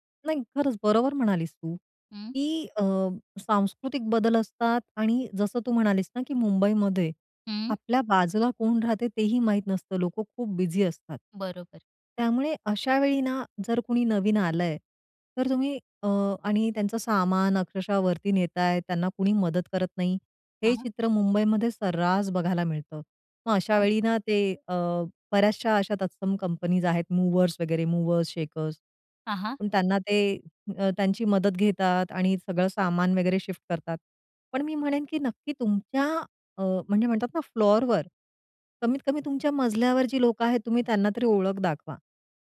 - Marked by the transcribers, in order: unintelligible speech; in English: "मूव्हर्स"; in English: "मूव्हर्स शेकर्स"
- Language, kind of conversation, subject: Marathi, podcast, नवीन लोकांना सामावून घेण्यासाठी काय करायचे?
- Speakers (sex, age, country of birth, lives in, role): female, 35-39, India, India, host; female, 40-44, India, India, guest